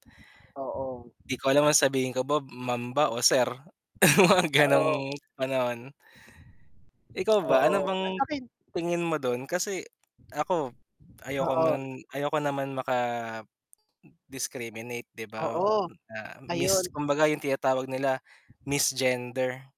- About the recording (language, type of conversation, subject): Filipino, unstructured, Paano mo maipapaliwanag ang diskriminasyon dahil sa paniniwala?
- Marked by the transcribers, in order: fan; chuckle; static; tapping; other background noise; distorted speech; wind; in English: "misgender"